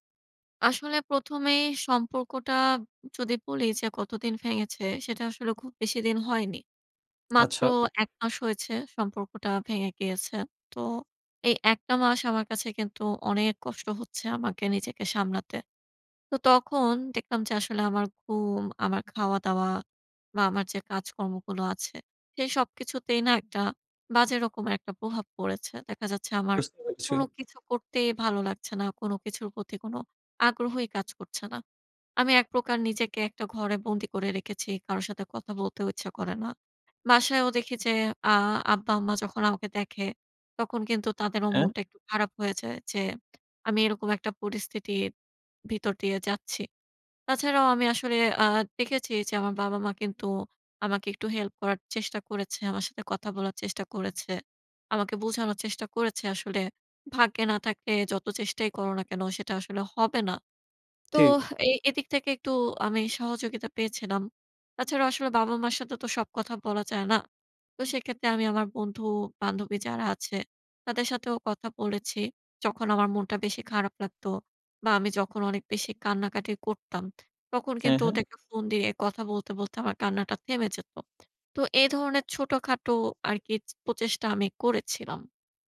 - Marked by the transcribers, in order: tapping
- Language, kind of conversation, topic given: Bengali, advice, ব্রেকআপের পর প্রচণ্ড দুঃখ ও কান্না কীভাবে সামলাব?